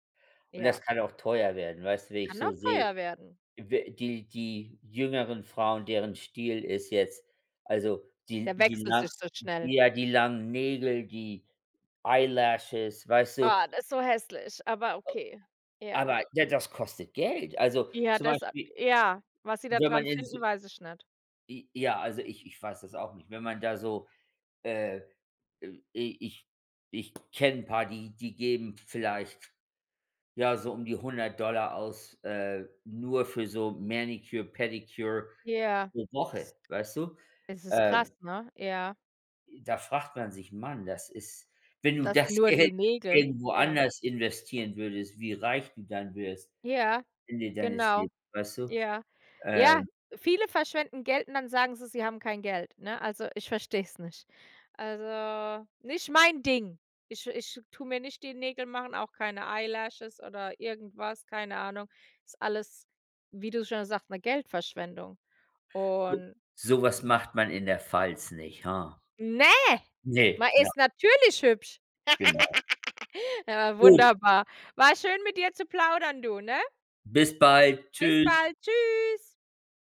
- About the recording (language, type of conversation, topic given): German, unstructured, Wie würdest du deinen Stil beschreiben?
- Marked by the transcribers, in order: in English: "manicure, pedicure"; laughing while speaking: "Geld"; laugh